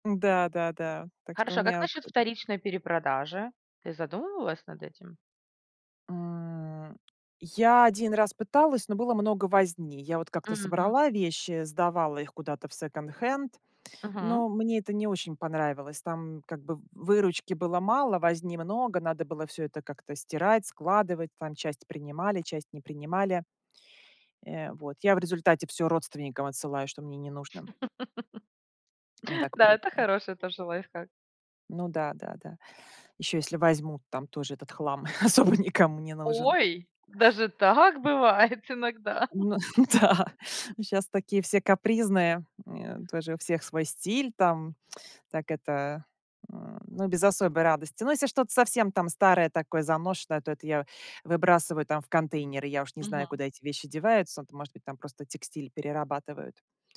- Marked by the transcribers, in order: other background noise; tapping; chuckle; chuckle; laughing while speaking: "особо"; laughing while speaking: "бывает"; laughing while speaking: "ну да"; chuckle
- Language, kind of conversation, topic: Russian, podcast, Как понять, какая одежда и какой образ тебе действительно идут?